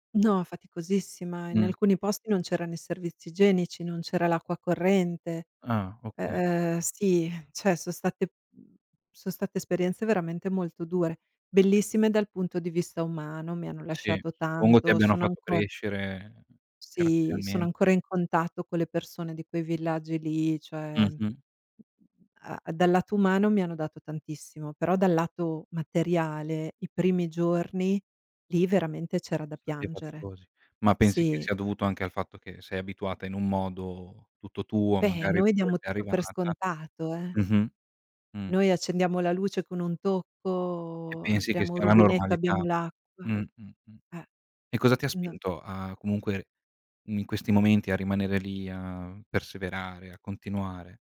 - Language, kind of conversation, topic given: Italian, podcast, Hai mai viaggiato da solo e com'è andata?
- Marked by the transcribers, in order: tapping; "cioè" said as "ceh"; drawn out: "tocco"